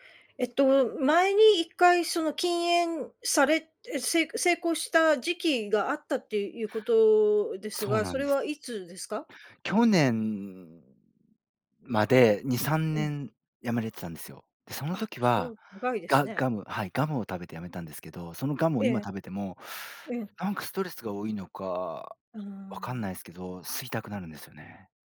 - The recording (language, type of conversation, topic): Japanese, advice, 自分との約束を守れず、目標を最後までやり抜けないのはなぜですか？
- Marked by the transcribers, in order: other background noise